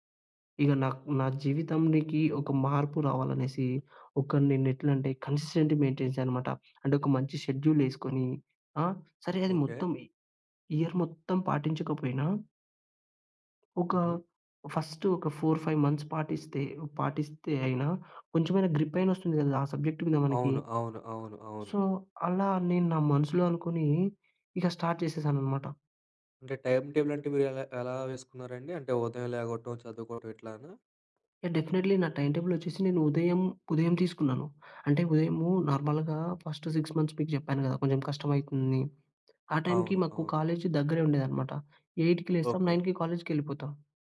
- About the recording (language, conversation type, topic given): Telugu, podcast, మీ జీవితంలో జరిగిన ఒక పెద్ద మార్పు గురించి వివరంగా చెప్పగలరా?
- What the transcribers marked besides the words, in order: in English: "కన్సీస్టన్సి మెయిన్టెనెన్స్"; in English: "ఇయర్"; in English: "ఫస్ట్"; in English: "ఫోర్ ఫైవ్ మంత్స్"; in English: "గ్రిప్"; in English: "సబ్జెక్ట్"; in English: "సో"; in English: "స్టార్ట్"; in English: "టైమ్ టేబుల్"; in English: "డెఫినేట్‌లీ"; in English: "నార్మల్‌గా ఫస్ట్ సిక్స్ మంత్స్"; in English: "కాలేజ్"; in English: "కాలేజ్‌కెవెళ్ళిపోతా"